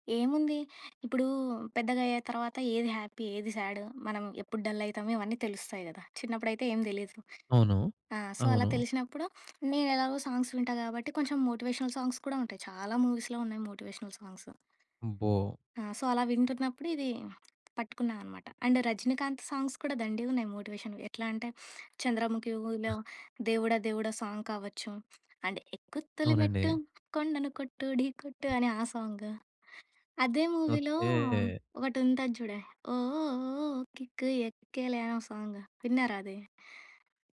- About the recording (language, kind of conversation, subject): Telugu, podcast, సినిమా పాటలు మీ సంగీత రుచిపై ఎలా ప్రభావం చూపాయి?
- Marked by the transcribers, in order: in English: "హ్యాపీ"; in English: "డల్"; in English: "సో"; in English: "సాంగ్స్"; in English: "మోటివేషనల్ సాంగ్స్"; in English: "మూవీస్‌లో"; in English: "మోటివేషనల్"; in English: "సో"; in English: "అండ్"; in English: "సాంగ్స్"; in English: "మోటివేషన్‌వి"; other noise; in English: "సాంగ్"; in English: "అండ్"; singing: "ఎక్కు తొలి మెట్టు కొండను కొట్టు ఢీ కొట్టు"; other background noise; in English: "మూవీలో"; singing: "ఓ ఓ ఓ ఓ కిక్కు ఎక్కేలే"